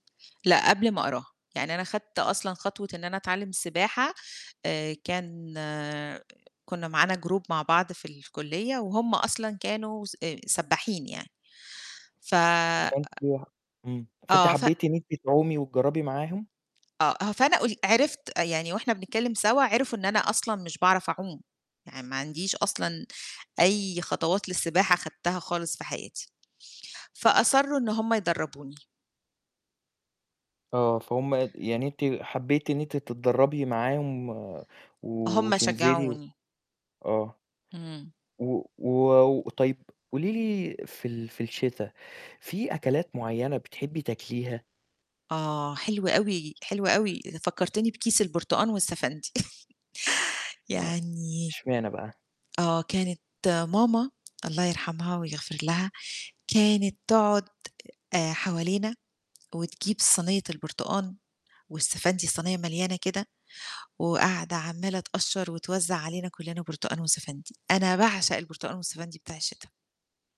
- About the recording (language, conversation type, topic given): Arabic, podcast, إيه هو فصلك المفضل وليه بتحبه؟
- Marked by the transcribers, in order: in English: "group"; tapping; other noise; static; unintelligible speech; chuckle